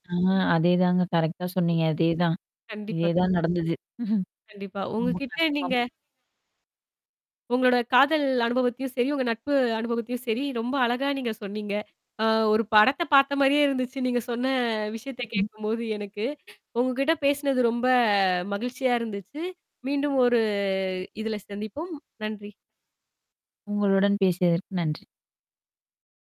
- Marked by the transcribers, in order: in English: "கரெக்ட்டா"; tapping; chuckle; distorted speech; laughing while speaking: "ஒரு படத்த பாத்த மாரியே இருந்துச்சு நீங்க சொன்ன விஷயத்த கேக்கும்போது எனக்கு"; mechanical hum
- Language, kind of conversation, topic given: Tamil, podcast, காதல் மற்றும் நட்பு போன்ற உறவுகளில் ஏற்படும் அபாயங்களை நீங்கள் எவ்வாறு அணுகுவீர்கள்?